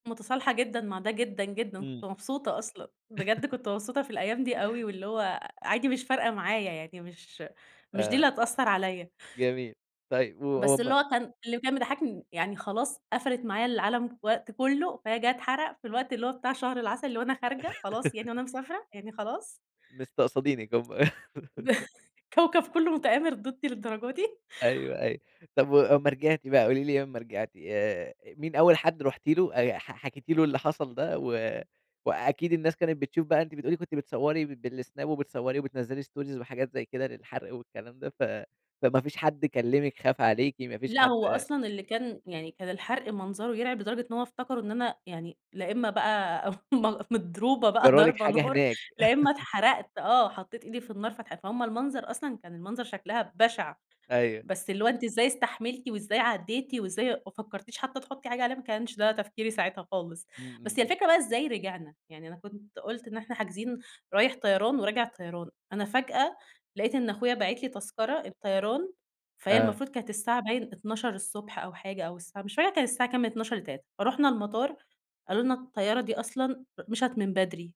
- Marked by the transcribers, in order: laugh; laugh; tapping; chuckle; laugh; in English: "stories"; laughing while speaking: "م مضروبة بقى ضربة نار"; laugh
- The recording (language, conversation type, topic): Arabic, podcast, إيه المواقف المضحكة اللي حصلتلك وإنت في رحلة جوه البلد؟
- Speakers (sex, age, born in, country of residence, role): female, 20-24, Egypt, Egypt, guest; male, 20-24, Egypt, Egypt, host